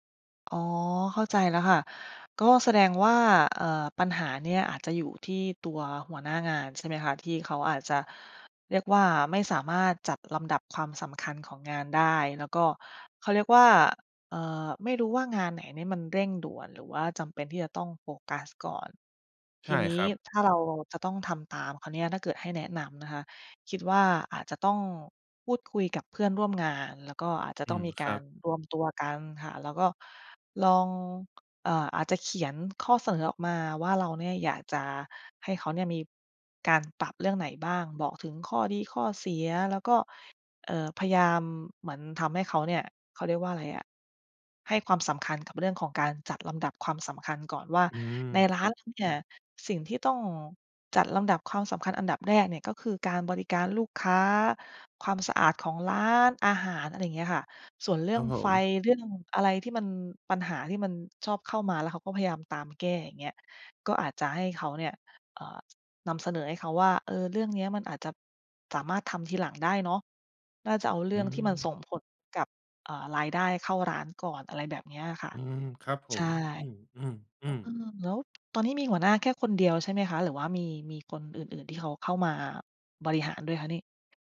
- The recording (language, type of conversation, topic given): Thai, advice, ควรทำอย่างไรเมื่อมีแต่งานด่วนเข้ามาตลอดจนทำให้งานสำคัญถูกเลื่อนอยู่เสมอ?
- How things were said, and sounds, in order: none